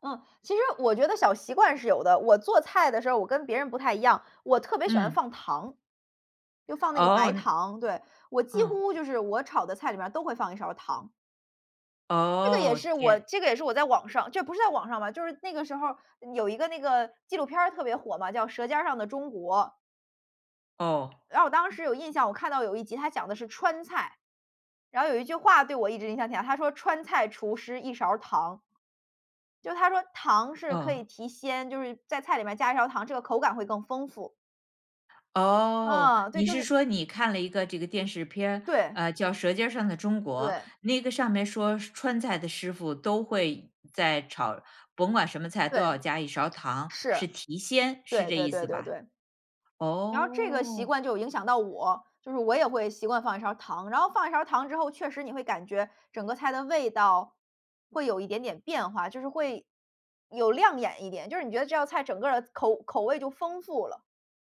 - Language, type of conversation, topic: Chinese, podcast, 你平时做饭有哪些习惯？
- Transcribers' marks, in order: none